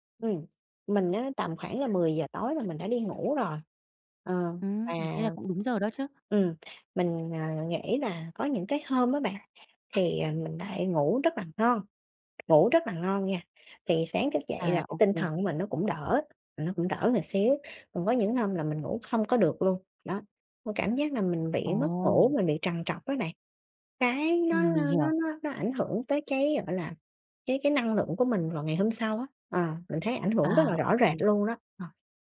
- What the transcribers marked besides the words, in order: other background noise; tapping
- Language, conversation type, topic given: Vietnamese, advice, Làm sao để có buổi sáng tràn đầy năng lượng và bắt đầu ngày mới tốt hơn?